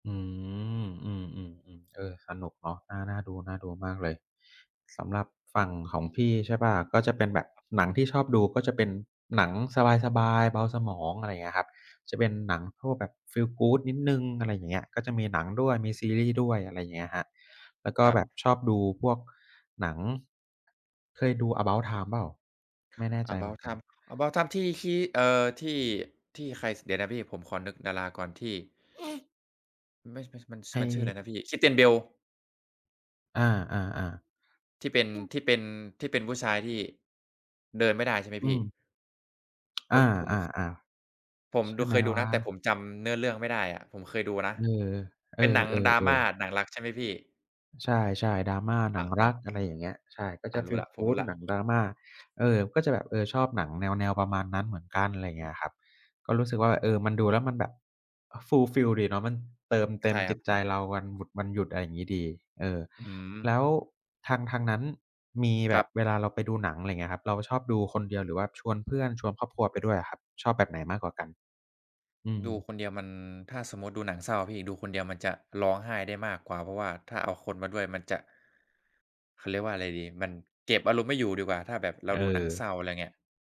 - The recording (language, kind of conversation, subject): Thai, unstructured, คุณชอบดูภาพยนตร์แนวไหนมากที่สุด?
- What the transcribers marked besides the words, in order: other noise; tapping; in English: "fulfill"